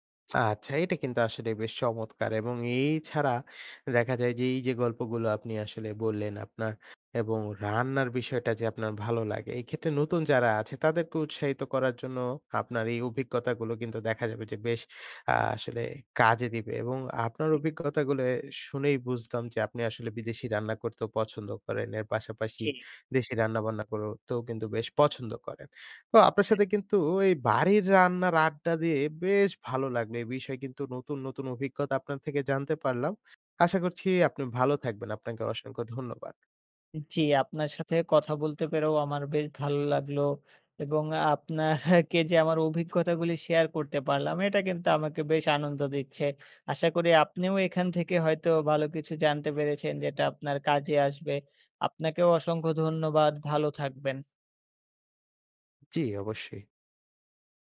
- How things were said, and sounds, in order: other background noise; "অভিজ্ঞতাগুলো" said as "অভিজ্ঞতাগুলে"; tapping; laughing while speaking: "আপনাকে"
- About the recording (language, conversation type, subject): Bengali, podcast, বাড়ির রান্নার মধ্যে কোন খাবারটি আপনাকে সবচেয়ে বেশি সুখ দেয়?